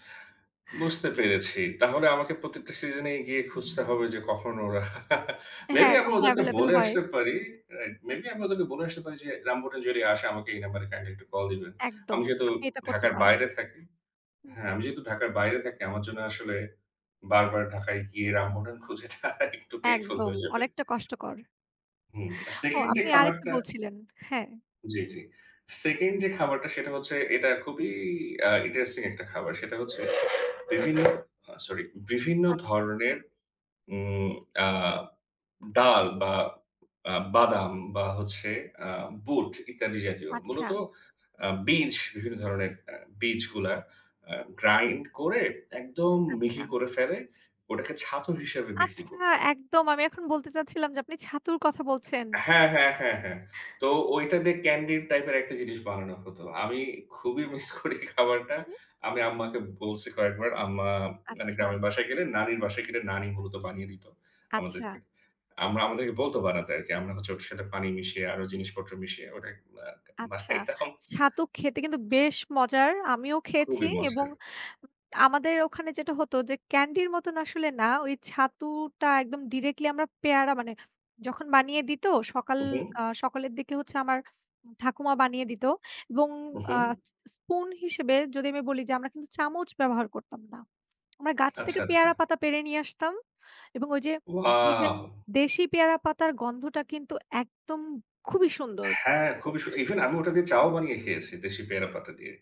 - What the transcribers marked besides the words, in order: inhale; other background noise; laugh; laughing while speaking: "খুজেটা একটু"; "খোঁজাটা" said as "খুজেটা"; laughing while speaking: "খুবই মিস করি খাবারটা"; laughing while speaking: "বানাইতাম"; "চামচ" said as "চামুচ"; tapping
- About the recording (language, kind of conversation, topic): Bengali, unstructured, শৈশবের প্রিয় খাবারগুলো কি এখনো আপনার রসনায় জায়গা করে নিয়েছে?